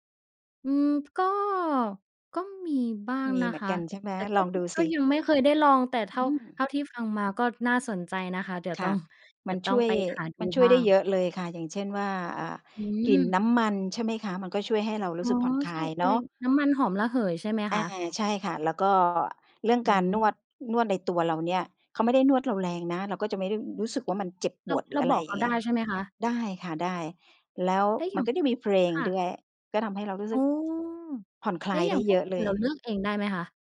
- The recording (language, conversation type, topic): Thai, podcast, คุณมีวิธีจัดการกับความเครียดอย่างไรบ้าง?
- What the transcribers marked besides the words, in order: tapping